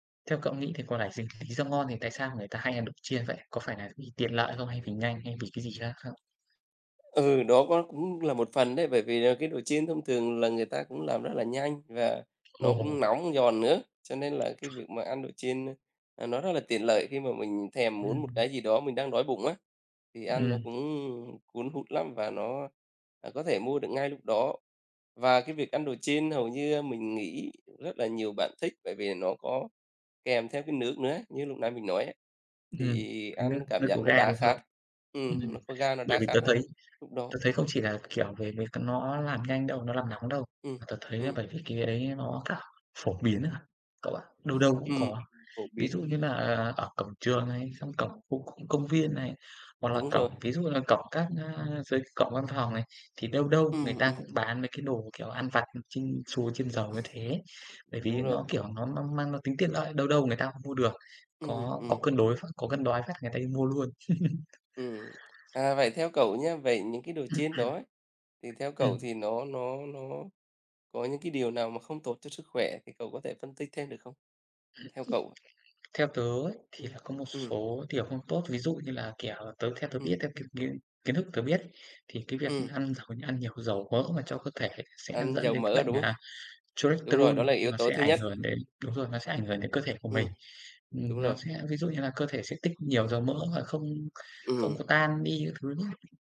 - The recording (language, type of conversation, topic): Vietnamese, unstructured, Tại sao nhiều người vẫn thích ăn đồ chiên ngập dầu dù biết không tốt?
- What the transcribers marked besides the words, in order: tapping; other background noise; laughing while speaking: "rồi"; chuckle; throat clearing; other noise